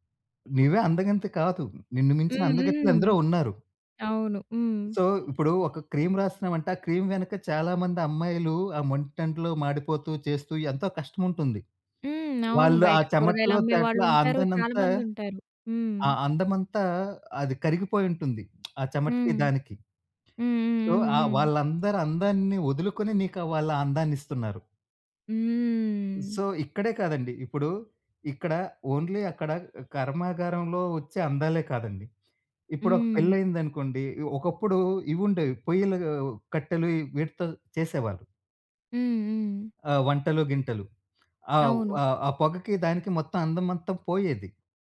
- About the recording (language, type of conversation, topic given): Telugu, podcast, మీకు ఎప్పటికీ ఇష్టమైన సినిమా పాట గురించి ఒక కథ చెప్పగలరా?
- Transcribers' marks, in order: in English: "సో"; in English: "క్రీమ్"; in English: "క్రీమ్"; lip smack; other background noise; in English: "సో"; drawn out: "హ్మ్"; in English: "సో"; in English: "ఓన్లీ"